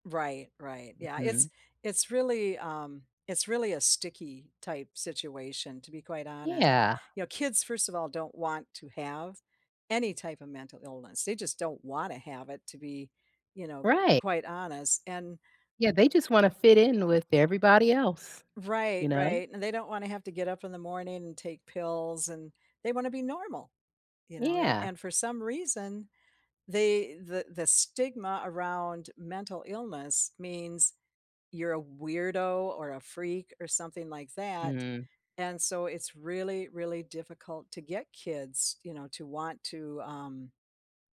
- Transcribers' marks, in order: none
- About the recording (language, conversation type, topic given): English, unstructured, How does stigma around mental illness hurt those who need help?